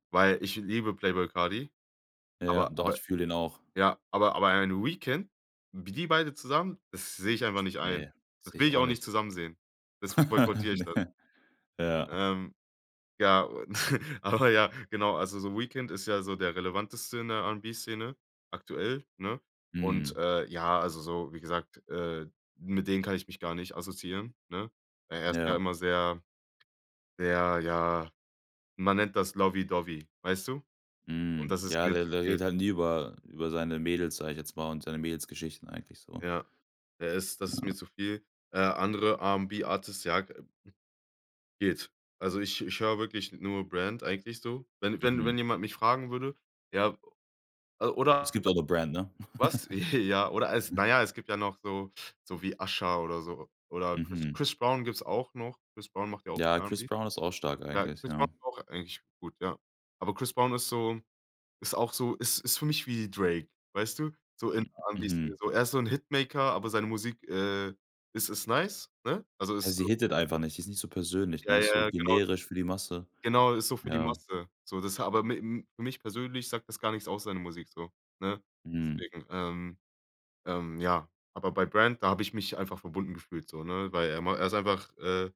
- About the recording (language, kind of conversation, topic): German, podcast, Welches Konzert hat deinen Musikgeschmack verändert?
- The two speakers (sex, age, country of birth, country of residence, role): male, 25-29, Germany, Germany, guest; male, 25-29, Germany, Germany, host
- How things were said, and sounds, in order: laugh; laughing while speaking: "Ne"; chuckle; in English: "Lobby Dobby"; chuckle